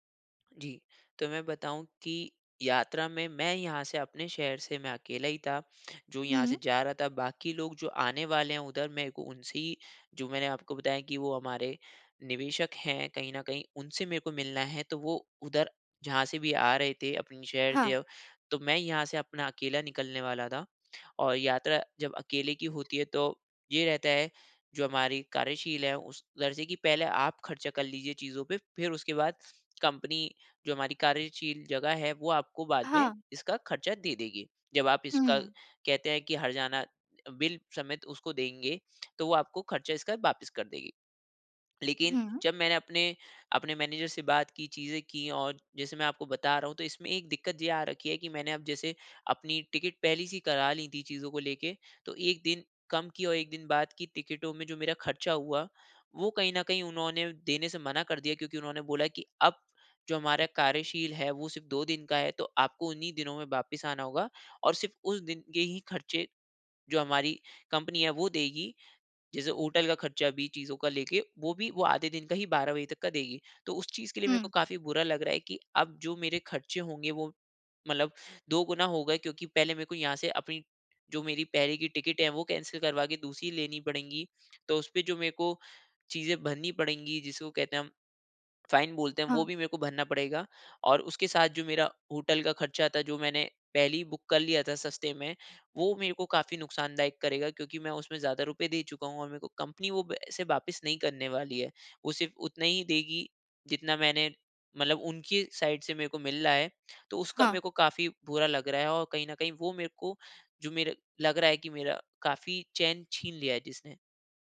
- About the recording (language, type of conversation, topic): Hindi, advice, योजना बदलना और अनिश्चितता से निपटना
- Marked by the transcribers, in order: tapping; in English: "मैनेजर"; in English: "कैंसल"; in English: "फ़ाइन"; in English: "बुक"; in English: "साइड"